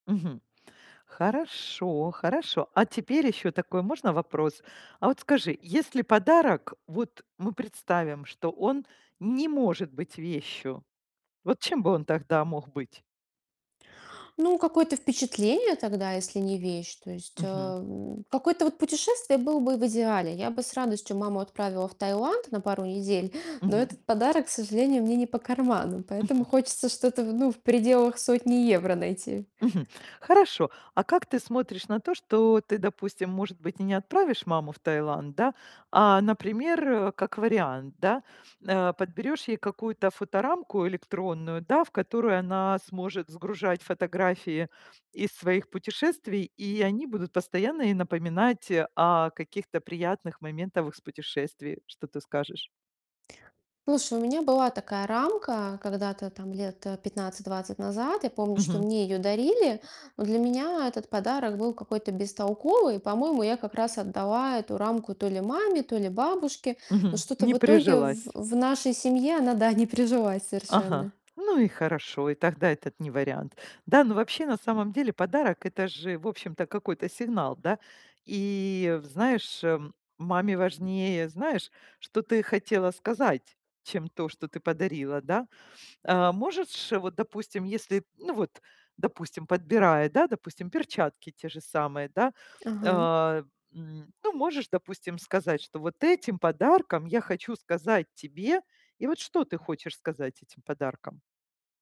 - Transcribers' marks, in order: mechanical hum; other background noise; static; tapping; laughing while speaking: "не прижилась"; "можешь" said as "можетшь"
- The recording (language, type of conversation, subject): Russian, advice, Как выбрать идеальный подарок для близкого человека на любой случай?